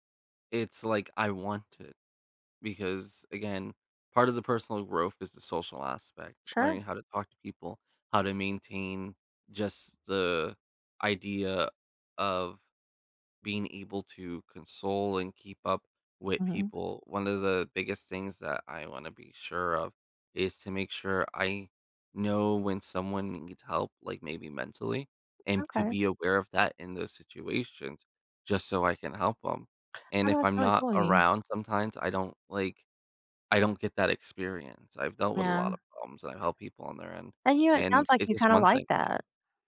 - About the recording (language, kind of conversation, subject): English, unstructured, How can I make space for personal growth amid crowded tasks?
- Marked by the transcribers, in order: unintelligible speech; tapping